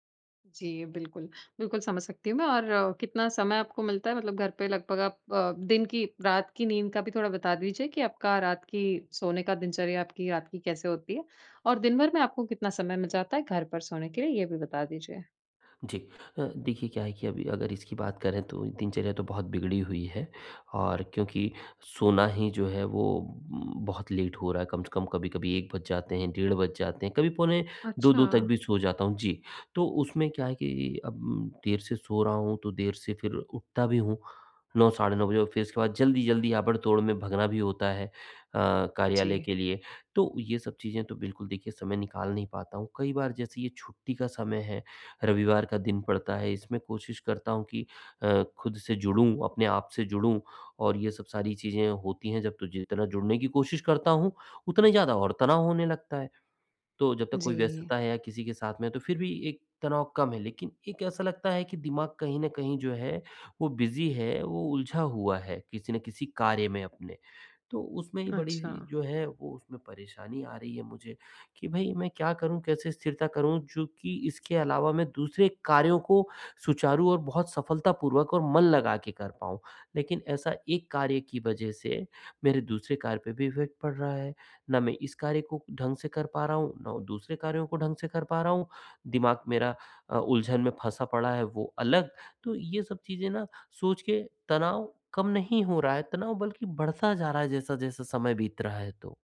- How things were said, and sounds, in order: in English: "लेट"; in English: "बिज़ी"; in English: "इफेक्ट"
- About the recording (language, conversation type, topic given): Hindi, advice, मैं घर पर आराम करके अपना तनाव कैसे कम करूँ?